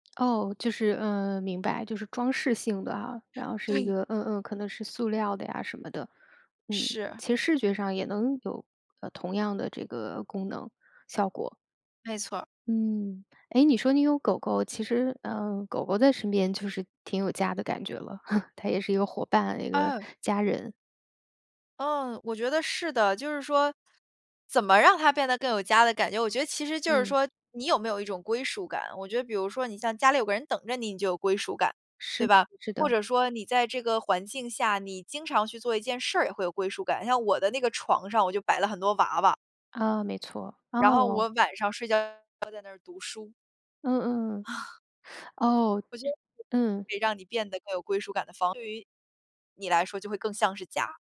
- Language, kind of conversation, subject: Chinese, podcast, 有哪些简单的方法能让租来的房子更有家的感觉？
- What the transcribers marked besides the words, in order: chuckle; other background noise; chuckle; teeth sucking; throat clearing; unintelligible speech